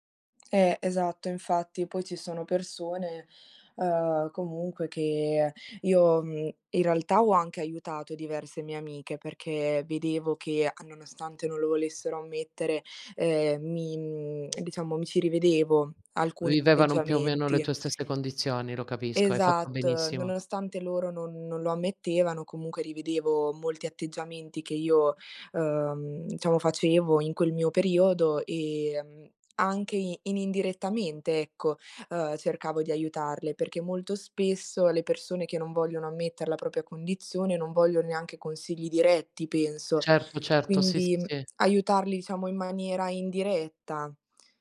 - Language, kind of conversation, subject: Italian, unstructured, Hai mai vissuto un’esperienza che ti ha cambiato profondamente?
- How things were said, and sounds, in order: lip smack; other background noise; "i- indirettamente" said as "inindirettamente"; tapping